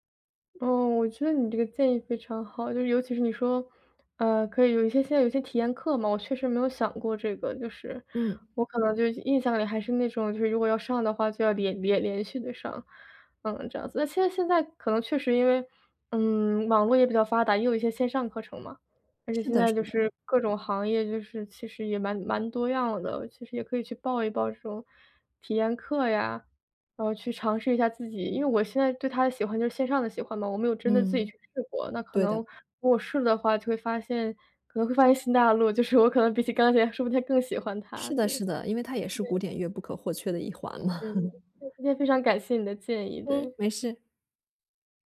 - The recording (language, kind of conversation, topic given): Chinese, advice, 我怎样才能重新找回对爱好的热情？
- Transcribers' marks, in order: laughing while speaking: "可能会发现新大陆，就是 … 定还更喜欢它"; laughing while speaking: "一环嘛"; laugh